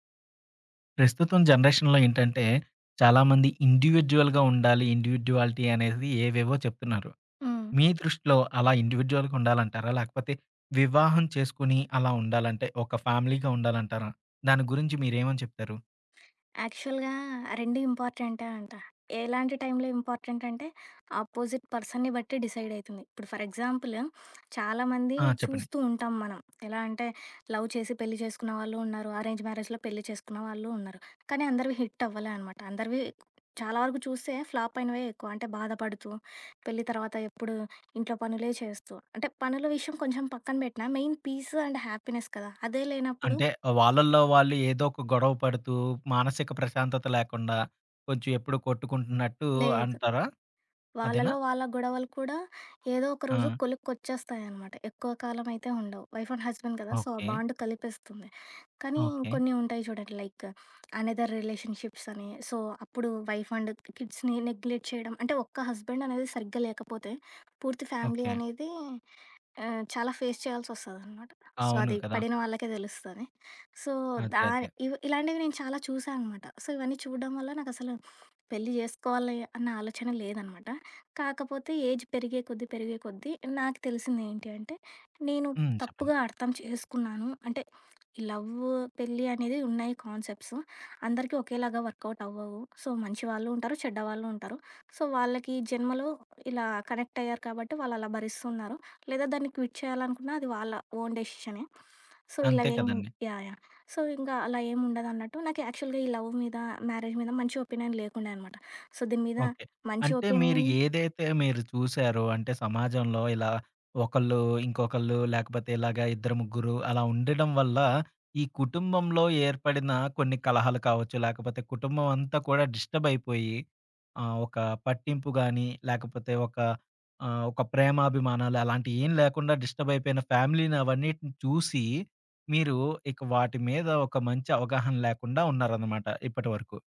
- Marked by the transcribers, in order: in English: "జనరేషన్‌లో"; in English: "ఇండివిడ్యుయల్‌గా"; in English: "ఇండివిడ్యుయాలిటీ"; in English: "ఇండివిడ్యుయల్‌గా"; in English: "ఫ్యామిలీ‌గా"; other background noise; in English: "యాక్చువల్‌గా"; in English: "ఇంపార్టెంట్"; in English: "అపోజిట్ పర్సన్‌ని"; in English: "డిసైడ్"; in English: "ఫర్"; in English: "లవ్"; in English: "అరేంజ్ మ్యారేజ్‌లో"; in English: "హిట్"; in English: "ఫ్లాప్"; in English: "మెయిన్ పీస్ అండ్ హ్యాపీనెస్"; in English: "వైఫ్ అండ్ హస్బెండ్"; in English: "సో"; in English: "బాండ్"; in English: "లైక్ అనదర్ రిలేషన్‌షిప్స్"; in English: "సో"; in English: "వైఫ్ అండ్ కిడ్స్‌ని నెగ్లెక్ట్"; in English: "హస్బెండ్"; in English: "ఫ్యామిలీ"; in English: "ఫేస్"; in English: "సో"; in English: "సో"; in English: "సో"; in English: "ఏజ్"; in English: "సో"; in English: "సో"; in English: "కనెక్ట్"; in English: "క్విట్"; in English: "ఓన్"; sniff; in English: "సో"; in English: "సో"; in English: "యాక్చువల్‌గా"; in English: "లవ్"; in English: "మ్యారేజ్"; in English: "ఒపీనియన్"; in English: "సో"; in English: "ఒపీనియన్"; tapping; in English: "డిస్టర్బ్"; in English: "డిస్టర్బ్"; in English: "ఫ్యామిలీ‌ని"
- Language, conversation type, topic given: Telugu, podcast, వివాహం చేయాలా అనే నిర్ణయం మీరు ఎలా తీసుకుంటారు?